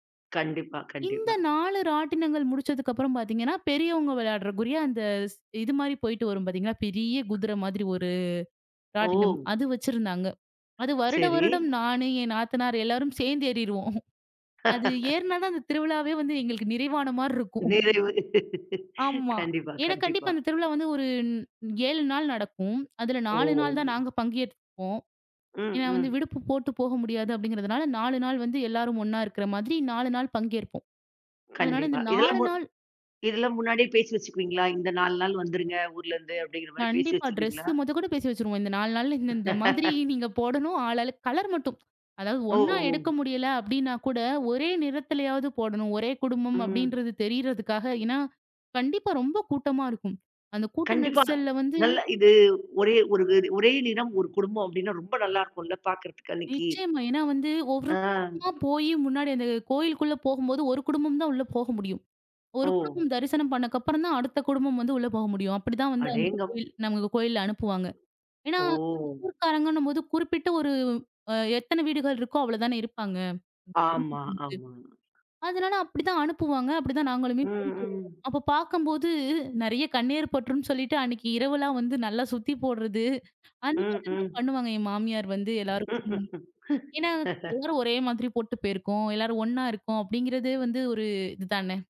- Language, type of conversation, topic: Tamil, podcast, ஒரு உள்ளூர் விழாவில் நீங்கள் கலந்துகொண்ட அனுபவத்தை விவரிக்க முடியுமா?
- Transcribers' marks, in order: "விளையாடுவதற்குரிய" said as "விளையாட்றதற்குரிய"; tapping; other background noise; chuckle; laugh; laughing while speaking: "நிறைவு. கண்டிப்பா, கண்டிப்பா"; chuckle; drawn out: "ஓ!"; wind; laugh; tsk; other noise; drawn out: "ஓ!"; unintelligible speech; chuckle; laugh